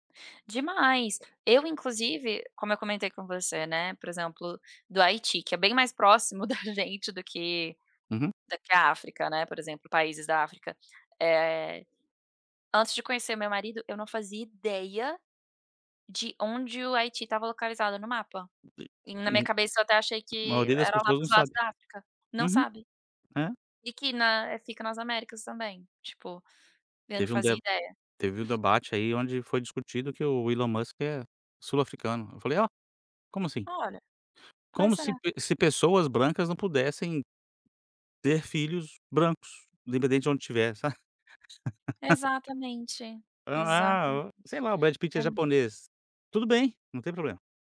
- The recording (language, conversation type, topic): Portuguese, podcast, Como você explica seu estilo para quem não conhece sua cultura?
- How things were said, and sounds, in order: laughing while speaking: "da gente"; unintelligible speech; tapping; laugh; other noise